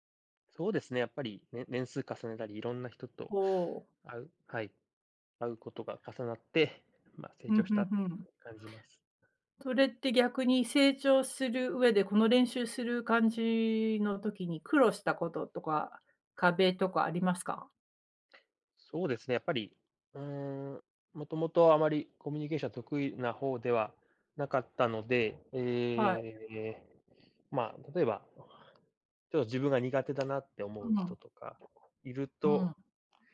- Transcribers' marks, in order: tapping; other background noise
- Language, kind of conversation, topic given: Japanese, unstructured, 最近、自分が成長したと感じたことは何ですか？